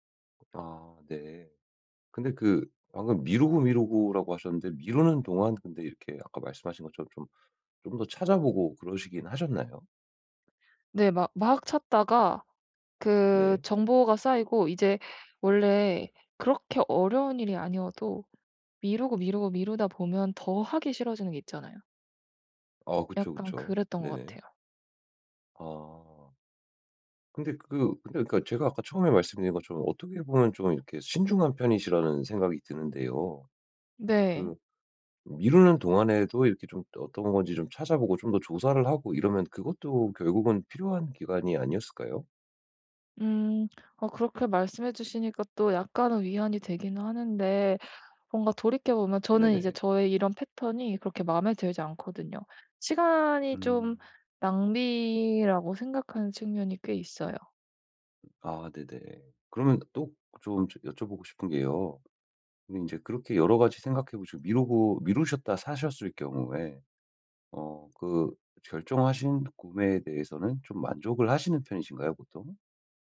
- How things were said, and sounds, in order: tapping
- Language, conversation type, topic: Korean, advice, 쇼핑할 때 결정을 미루지 않으려면 어떻게 해야 하나요?